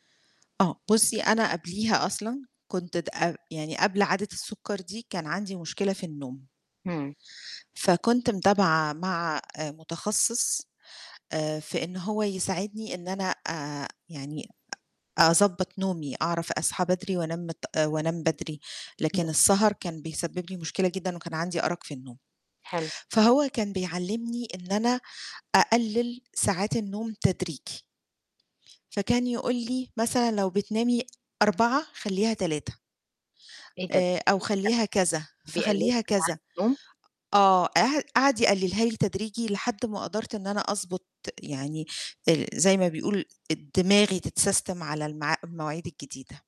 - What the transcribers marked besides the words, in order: other noise; unintelligible speech; distorted speech; other background noise; in English: "تتسَسْتم"
- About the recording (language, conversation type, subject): Arabic, podcast, إزاي تبني عادة إنك تتعلم باستمرار في حياتك اليومية؟